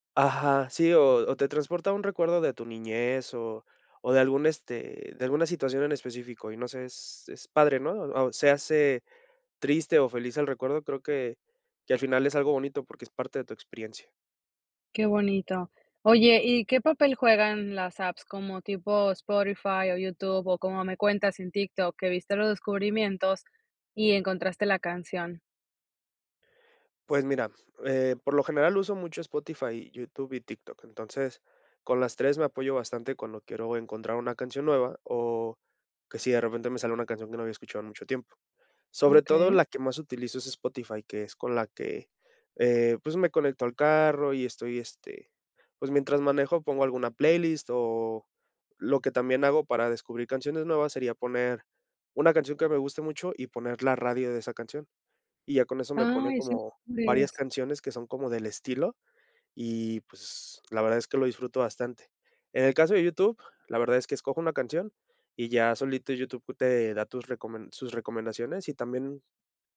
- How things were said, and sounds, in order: tapping
- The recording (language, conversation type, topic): Spanish, podcast, ¿Cómo descubres música nueva hoy en día?